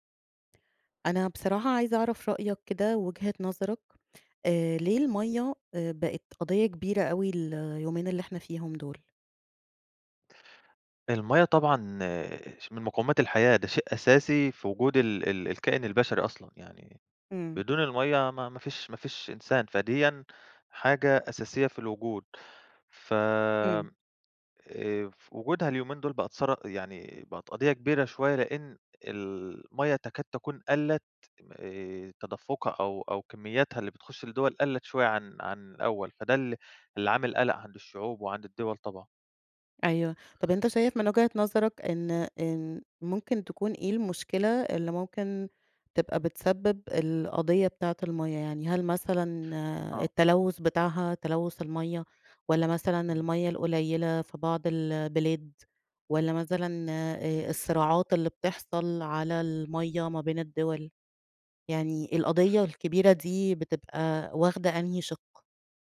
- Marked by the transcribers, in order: other background noise
- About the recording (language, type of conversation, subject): Arabic, podcast, ليه الميه بقت قضية كبيرة النهارده في رأيك؟